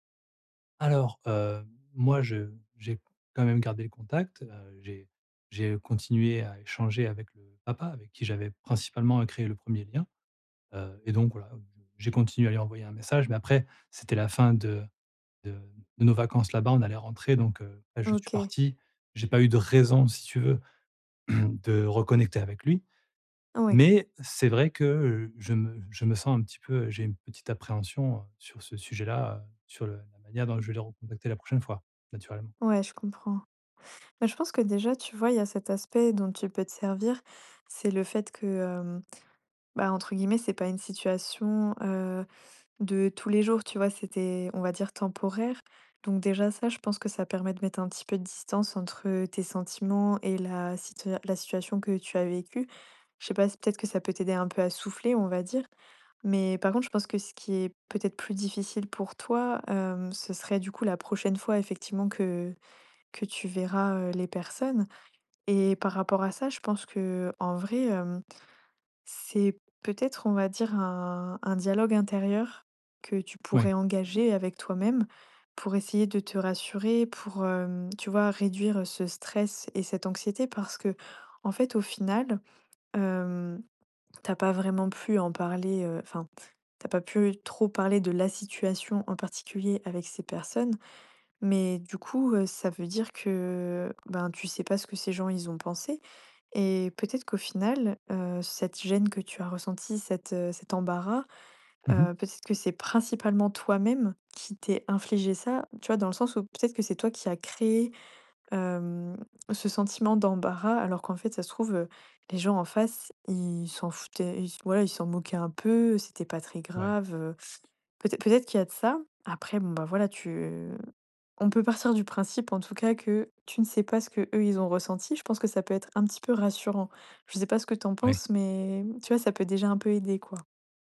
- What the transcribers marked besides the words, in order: stressed: "raison"; throat clearing; drawn out: "un"; stressed: "la"; drawn out: "que"; other background noise; stressed: "principalement"; stressed: "créé"
- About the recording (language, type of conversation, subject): French, advice, Se remettre d'une gaffe sociale